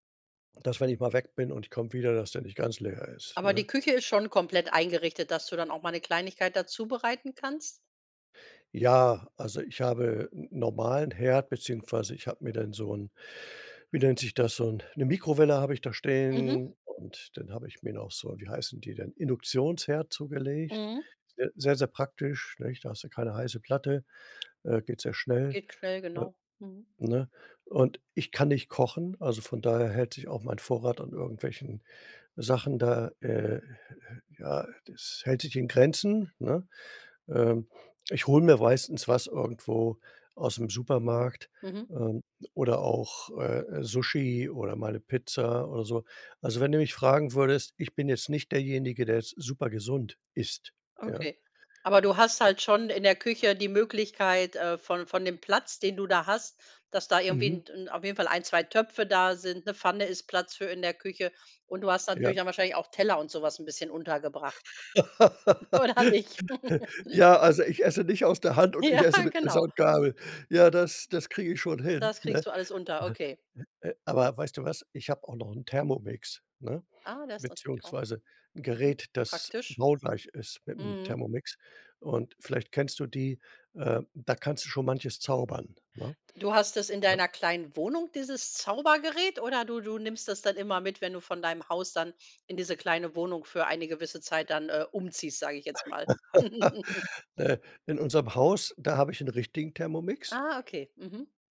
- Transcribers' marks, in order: other background noise; laugh; joyful: "Ja, also, ich esse nicht … Messer und Gabel"; laughing while speaking: "Oder nicht?"; chuckle; joyful: "Ja"; other noise; chuckle
- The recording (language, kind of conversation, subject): German, podcast, Wie schaffst du Platz in einer kleinen Wohnung?